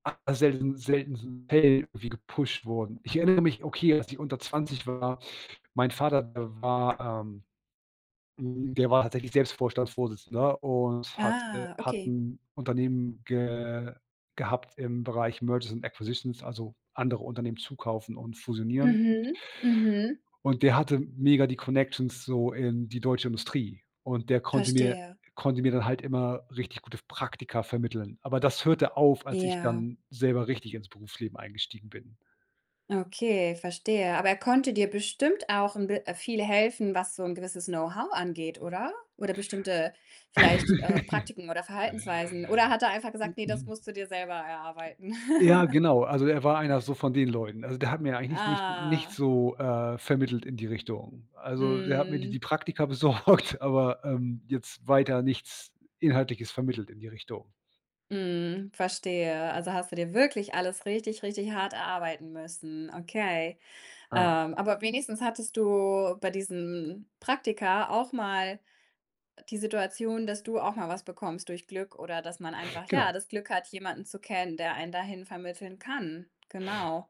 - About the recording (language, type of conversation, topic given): German, podcast, Glaubst du, dass Glück zum Erfolg dazugehört?
- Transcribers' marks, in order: unintelligible speech; other background noise; in English: "Merges and Acquisitions"; in English: "Connections"; in English: "Know-how"; chuckle; chuckle; drawn out: "Ah"; laughing while speaking: "besorgt"